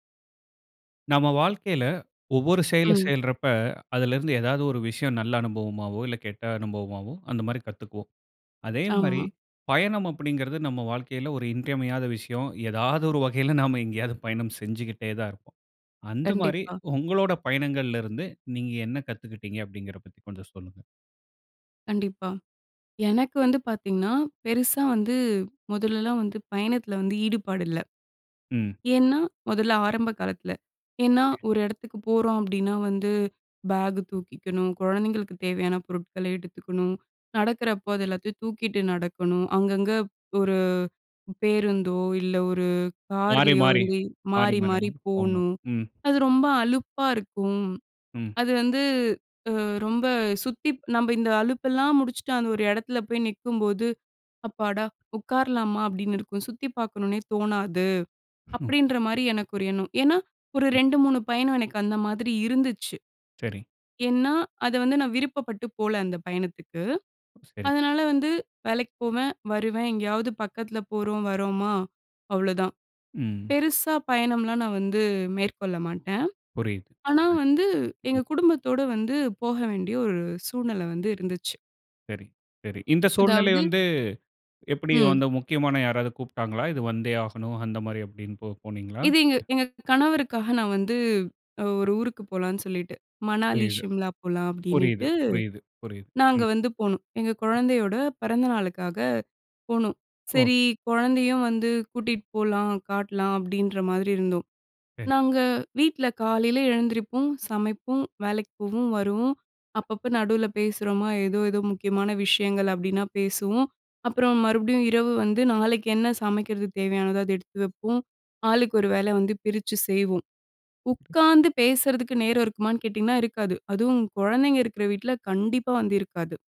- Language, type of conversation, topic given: Tamil, podcast, பயணத்தில் நீங்கள் கற்றுக்கொண்ட முக்கியமான பாடம் என்ன?
- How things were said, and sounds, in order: "செய்யறப்ப" said as "செயல்றப்ப"; unintelligible speech; other noise